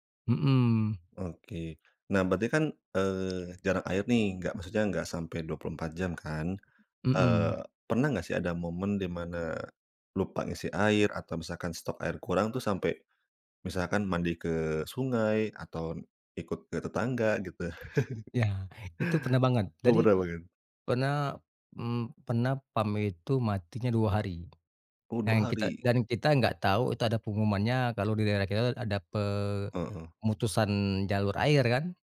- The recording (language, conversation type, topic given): Indonesian, podcast, Bagaimana cara sederhana menghemat air di rumah menurutmu?
- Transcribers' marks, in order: other background noise; chuckle; tapping